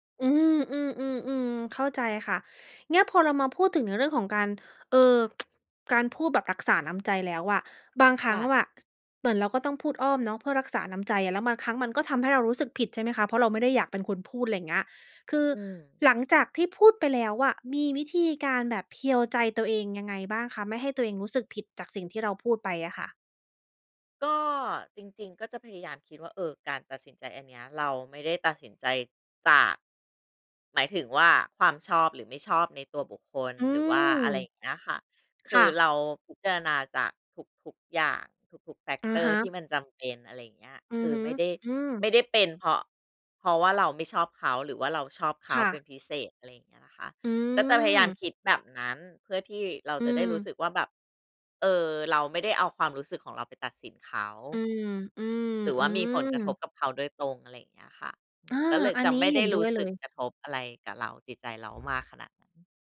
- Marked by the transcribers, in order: other background noise; tsk; in English: "Factor"
- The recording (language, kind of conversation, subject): Thai, podcast, เวลาถูกให้ข้อสังเกต คุณชอบให้คนพูดตรงๆ หรือพูดอ้อมๆ มากกว่ากัน?